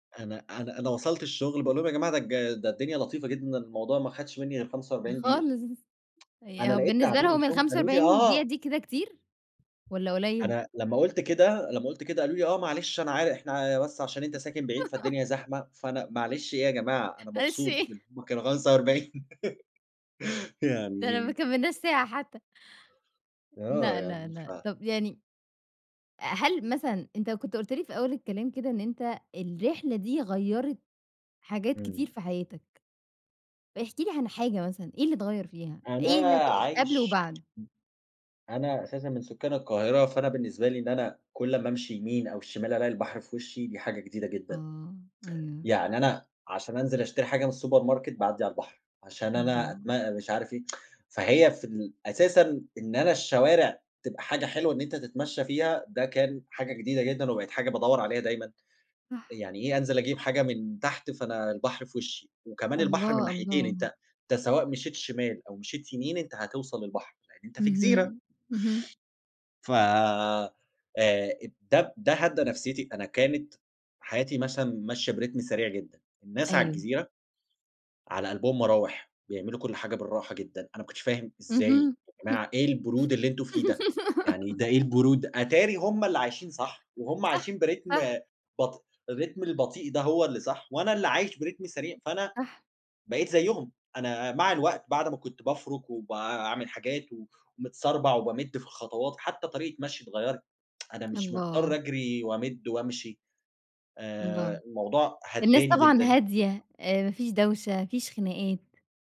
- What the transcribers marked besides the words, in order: tsk; other background noise; giggle; laughing while speaking: "معلش إيه؟!"; giggle; in English: "الsupermarket"; tsk; sniff; in English: "برتم"; chuckle; giggle; in English: "برتم"; in English: "الرتم"; in English: "برتم"; tsk
- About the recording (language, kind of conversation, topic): Arabic, podcast, إيه هي تجربة السفر اللي عمرك ما هتنساها؟